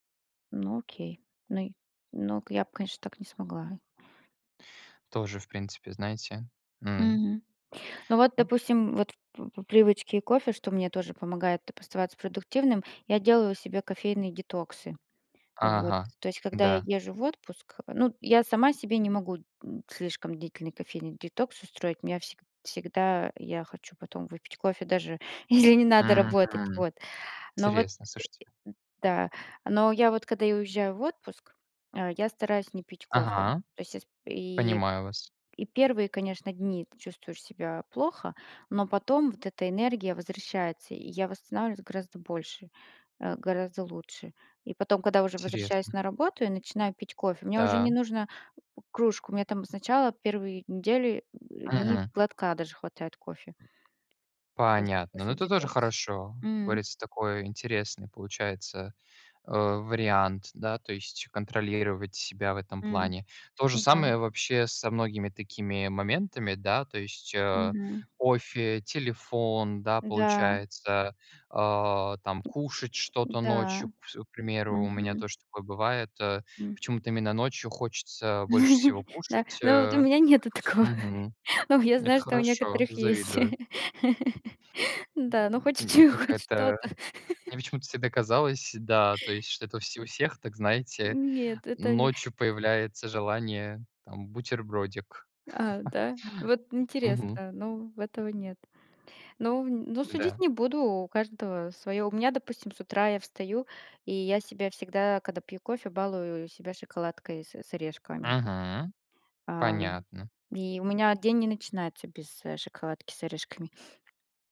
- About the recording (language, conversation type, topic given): Russian, unstructured, Какие привычки помогают тебе оставаться продуктивным?
- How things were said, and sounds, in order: other background noise; laughing while speaking: "если не надо"; grunt; tapping; other noise; laugh; laughing while speaking: "нету такого"; laugh; laughing while speaking: "есть"; laugh; laughing while speaking: "чего, ну хоть что-то"; laugh; laugh